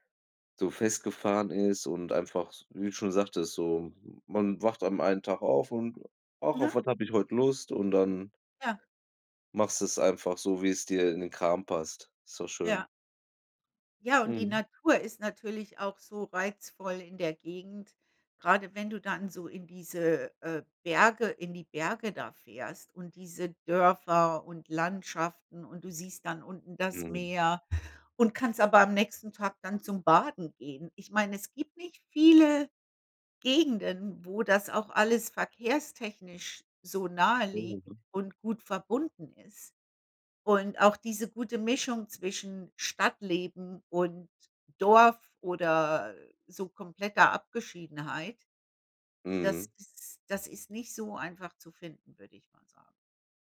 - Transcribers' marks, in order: none
- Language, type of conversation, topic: German, unstructured, Wohin reist du am liebsten und warum?